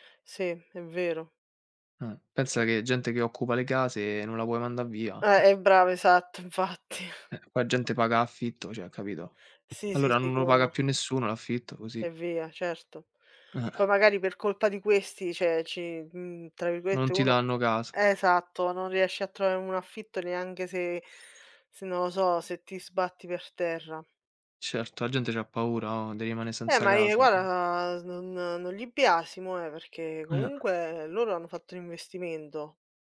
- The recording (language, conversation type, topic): Italian, unstructured, Qual è la cosa più triste che il denaro ti abbia mai causato?
- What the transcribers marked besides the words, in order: other noise; "mandare" said as "mandà"; laughing while speaking: "infatti"; "cioè" said as "ceh"; other background noise; "cioè" said as "ceh"; background speech